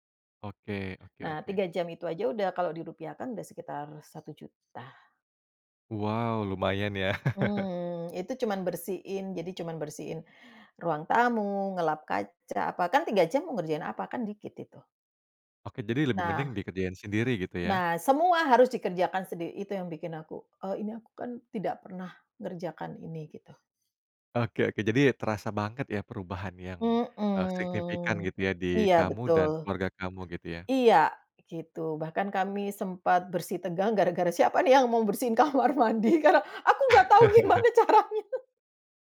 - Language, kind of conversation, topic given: Indonesian, podcast, Bagaimana cerita migrasi keluarga memengaruhi identitas kalian?
- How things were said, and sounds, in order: other background noise; lip smack; chuckle; laughing while speaking: "kamar mandi? Karna aku nggak tau gimana caranya"; laugh